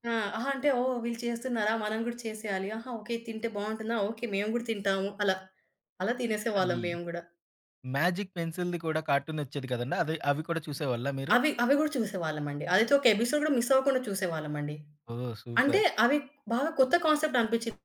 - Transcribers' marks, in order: in English: "మ్యాజిక్ పెన్సిల్‌ది"; in English: "కార్టూన్"; in English: "ఎపిసోడ్"; in English: "సూపర్"; in English: "కాన్సెప్ట్"
- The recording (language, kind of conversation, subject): Telugu, podcast, చిన్నప్పుడు పాత కార్టూన్లు చూడటం మీకు ఎలాంటి జ్ఞాపకాలను గుర్తు చేస్తుంది?